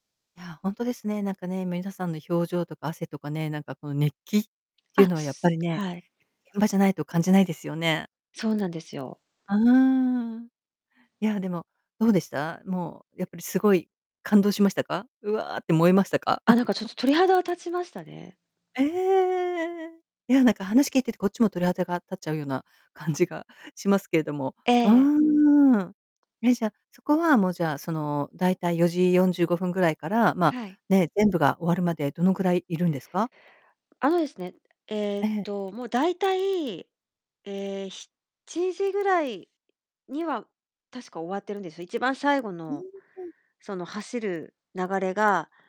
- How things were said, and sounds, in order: distorted speech; chuckle
- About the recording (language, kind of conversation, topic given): Japanese, podcast, 地元の祭りでいちばん心に残っている出来事は何ですか？